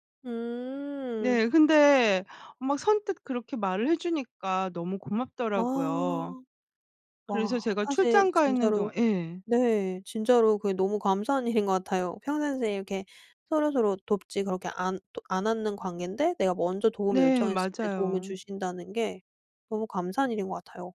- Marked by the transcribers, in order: other background noise
- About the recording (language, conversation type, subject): Korean, podcast, 동네에서 겪은 뜻밖의 친절 얘기 있어?